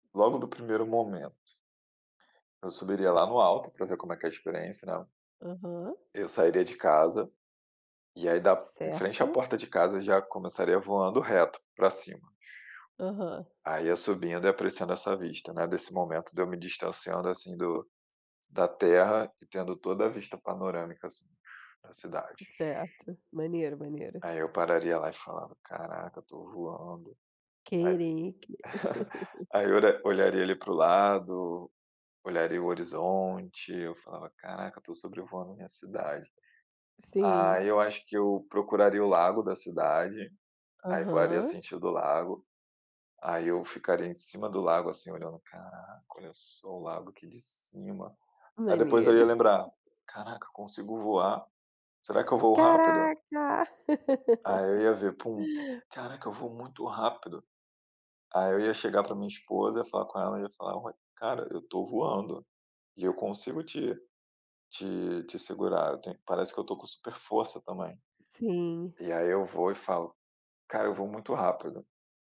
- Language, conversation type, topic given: Portuguese, unstructured, O que você faria primeiro se pudesse voar como um pássaro?
- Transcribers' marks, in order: other noise; tapping; laugh; chuckle; laugh